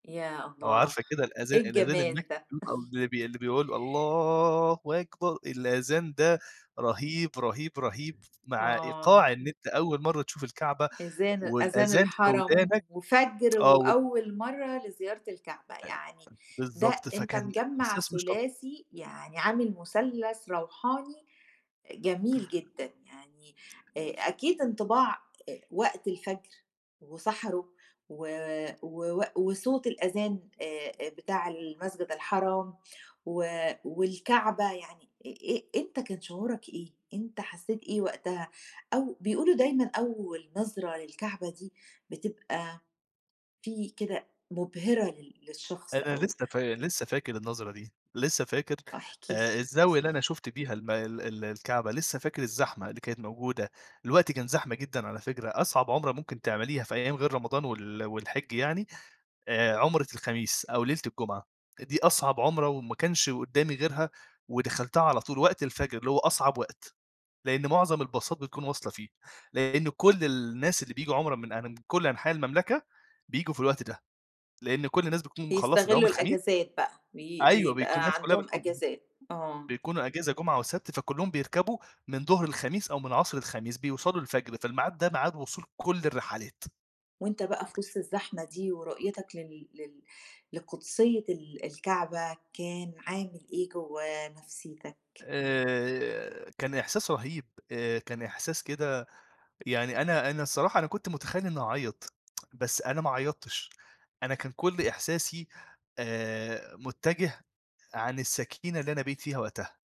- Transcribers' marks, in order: chuckle; unintelligible speech; tapping; unintelligible speech; other background noise; in English: "الباصات"; tsk
- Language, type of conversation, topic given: Arabic, podcast, إزاي زيارة مكان مقدّس أثّرت على مشاعرك؟